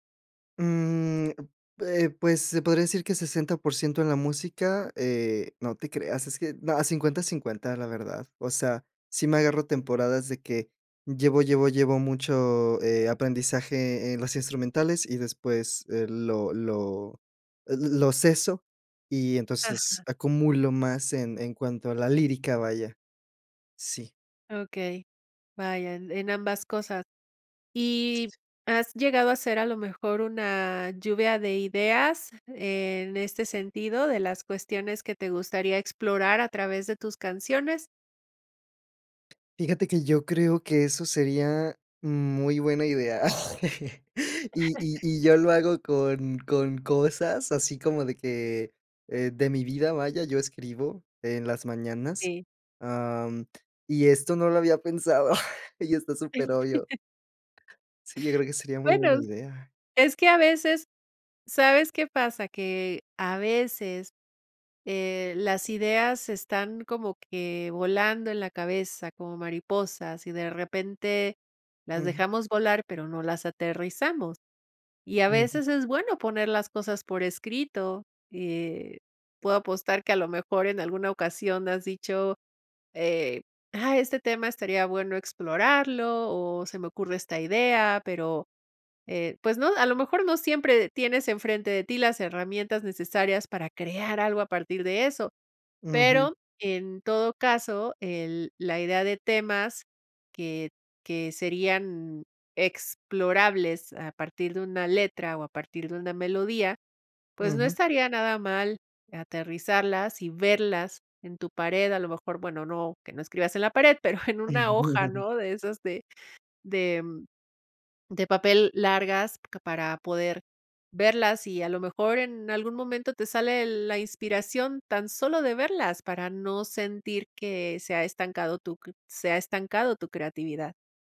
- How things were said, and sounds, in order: tapping; laugh; chuckle; chuckle; other background noise; laughing while speaking: "pero en una hoja"; chuckle
- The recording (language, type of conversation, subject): Spanish, advice, ¿Cómo puedo medir mi mejora creativa y establecer metas claras?